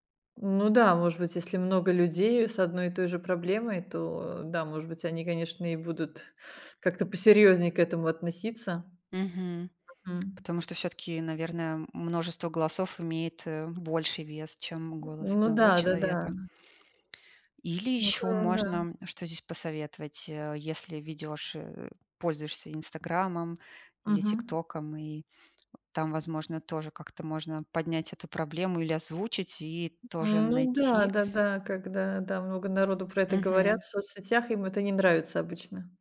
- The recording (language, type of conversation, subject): Russian, advice, С какими трудностями бюрократии и оформления документов вы столкнулись в новой стране?
- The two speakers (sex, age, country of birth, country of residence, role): female, 40-44, Russia, Italy, advisor; female, 45-49, Russia, France, user
- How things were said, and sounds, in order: other background noise; tapping